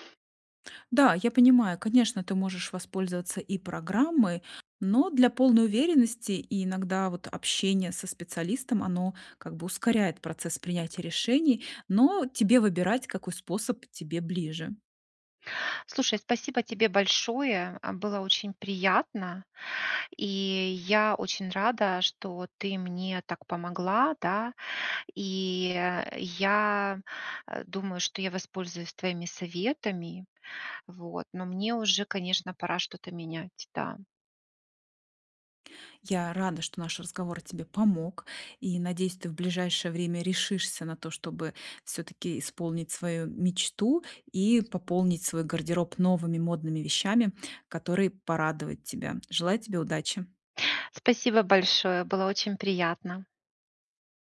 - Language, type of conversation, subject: Russian, advice, Как найти стильные вещи и не тратить на них много денег?
- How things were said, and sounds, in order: none